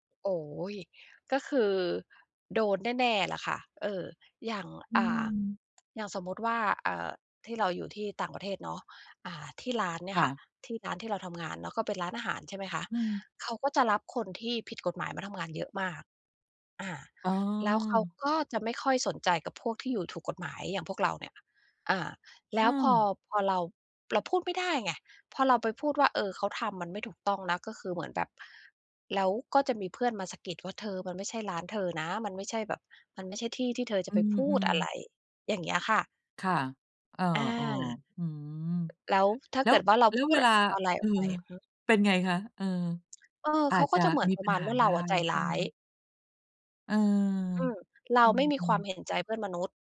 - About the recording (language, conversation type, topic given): Thai, advice, จะเริ่มสร้างนิสัยให้สอดคล้องกับตัวตนและค่านิยมของตัวเองในชีวิตประจำวันได้อย่างไร?
- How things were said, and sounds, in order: tapping